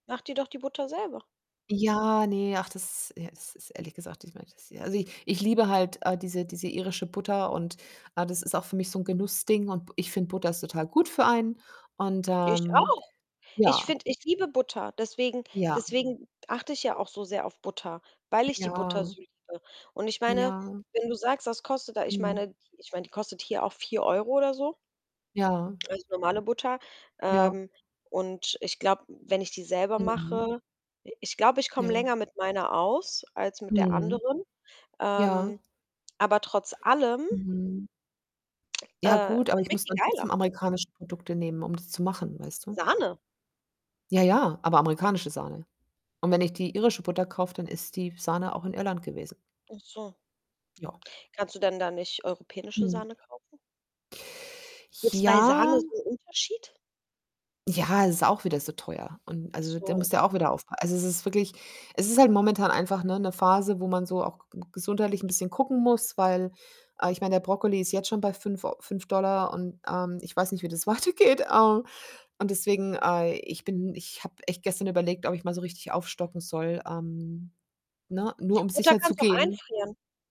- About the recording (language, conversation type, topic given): German, unstructured, Wie findest du die richtige Balance zwischen gesunder Ernährung und Genuss?
- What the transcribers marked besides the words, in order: distorted speech; other background noise; laughing while speaking: "weitergeht"